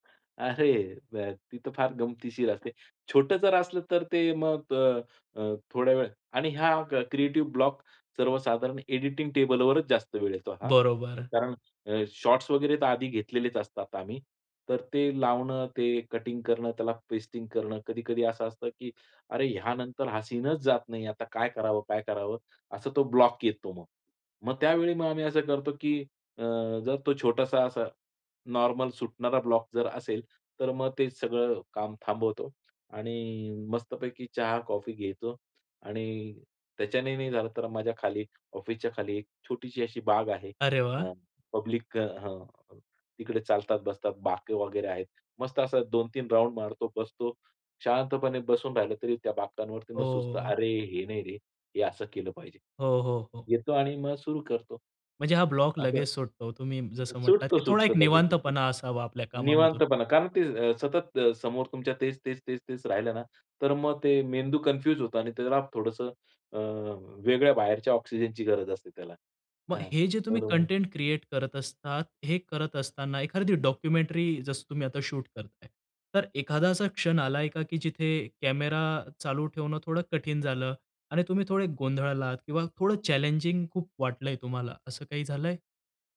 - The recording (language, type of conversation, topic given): Marathi, podcast, तुमची सर्जनशील प्रक्रिया साध्या शब्दांत सांगाल का?
- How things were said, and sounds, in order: laughing while speaking: "अरे"; in English: "क्रिएटिव्ह ब्लॉक"; in English: "एडिटिंग"; in English: "शॉट्स"; in English: "कटिंग"; in English: "पेस्टिंग"; angry: "सीनच जात नाही आहे. आता काय करावं? काय करावं?"; in English: "ब्लॉक"; in English: "नॉर्मल"; in English: "ब्लॉक"; joyful: "अरे वाह!"; in English: "पब्लिक"; in English: "राउंड"; trusting: "ओह!"; trusting: "अरे, हे नाही रे, हे असं केलं पाहिजे"; anticipating: "म्हणजे हा ब्लॉक लगेच सुटतो"; in English: "कन्फ्यूज"; in English: "कंटेंट क्रिएट"; in English: "डॉक्युमेंटरी"; in English: "शूट"; in English: "चॅलेंजिंग"